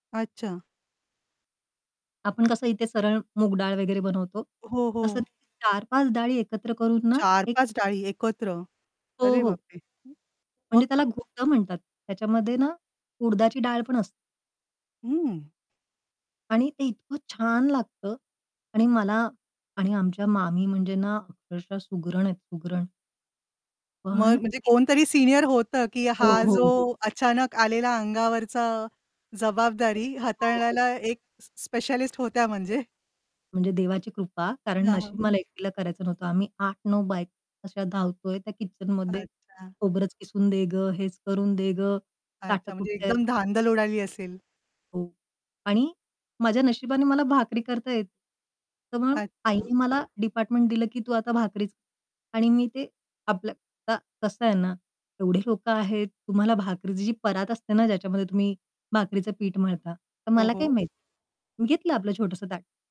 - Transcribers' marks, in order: other background noise; distorted speech; unintelligible speech; static; mechanical hum; unintelligible speech
- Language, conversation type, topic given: Marathi, podcast, एकत्र स्वयंपाक करण्याचा अनुभव कसा होता?